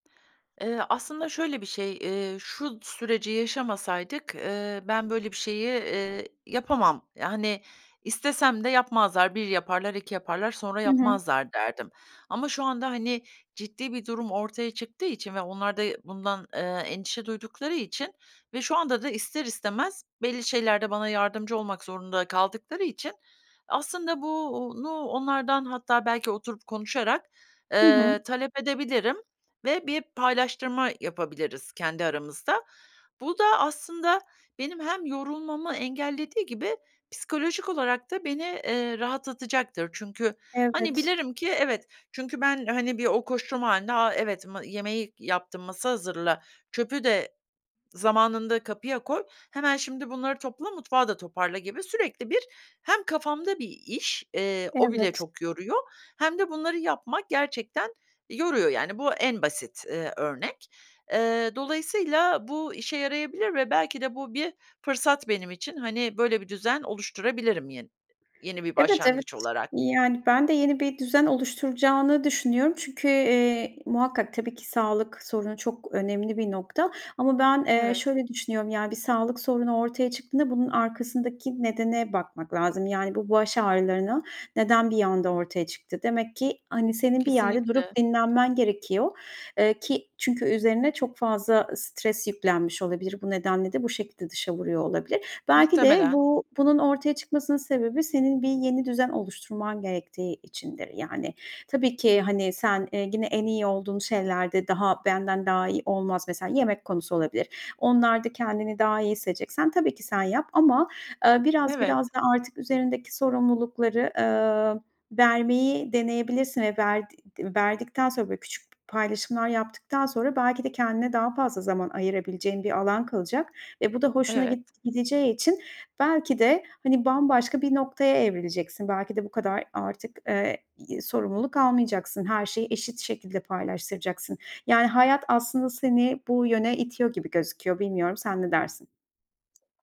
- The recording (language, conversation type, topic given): Turkish, advice, Dinlenirken neden suçluluk duyuyorum?
- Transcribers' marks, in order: tapping; other background noise; other noise